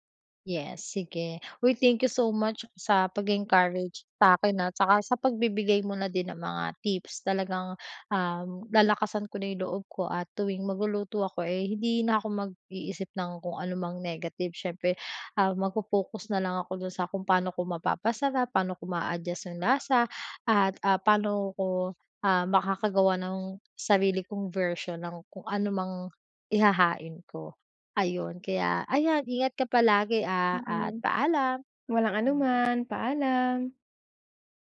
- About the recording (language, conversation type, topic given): Filipino, advice, Paano ako mas magiging kumpiyansa sa simpleng pagluluto araw-araw?
- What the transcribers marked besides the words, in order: in English: "thank you so much sa pag-e-encourage"